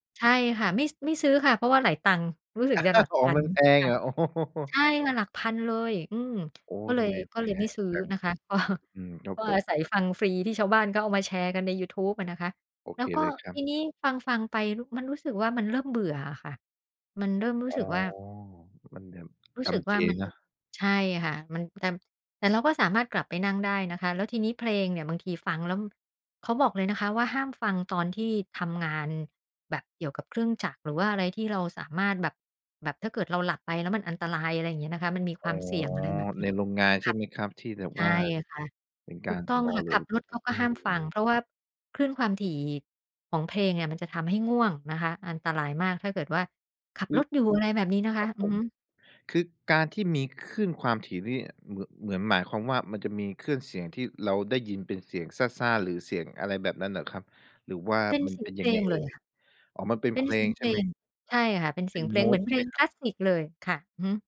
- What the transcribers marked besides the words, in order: laugh; laughing while speaking: "ของมันแพงเหรอ ? โอ้โฮ"; tapping; laughing while speaking: "ก็"; unintelligible speech
- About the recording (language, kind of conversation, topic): Thai, podcast, กิจวัตรดูแลใจประจำวันของคุณเป็นอย่างไรบ้าง?